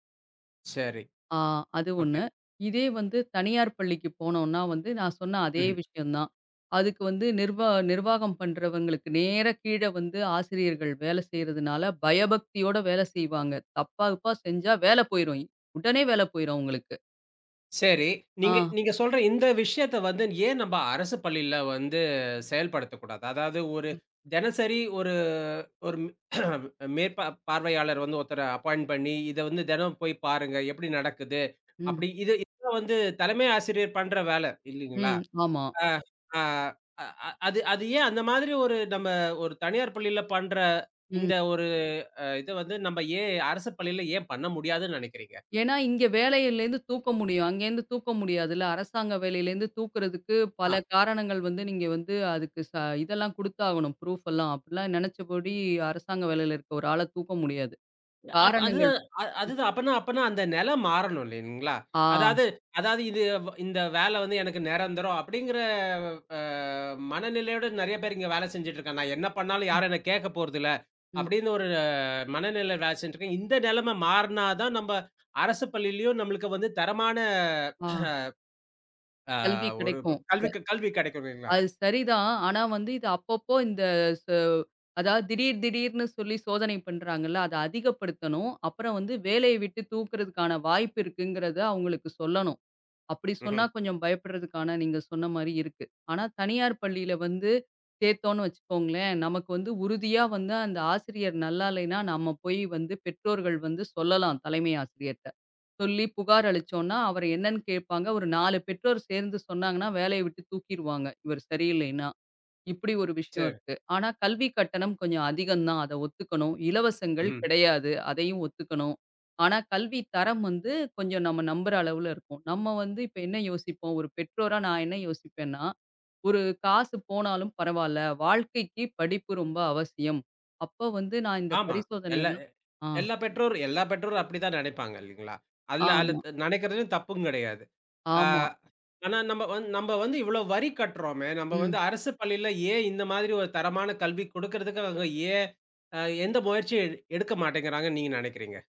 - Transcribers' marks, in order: drawn out: "வந்து"; "தினசரி" said as "தேனசரி"; throat clearing; in English: "அப்பாய்ண்ட்"; other noise; in English: "ப்ஃரூப்லாம்"; drawn out: "ஆ"; drawn out: "அப்படிங்கிற"; drawn out: "ஒரு"; throat clearing; "கிடைக்கும்.அப்ப" said as "ச"; "அதுல" said as "அல்லா"; "அல்லது" said as "அதுல"
- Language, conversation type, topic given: Tamil, podcast, அரசுப் பள்ளியா, தனியார் பள்ளியா—உங்கள் கருத்து என்ன?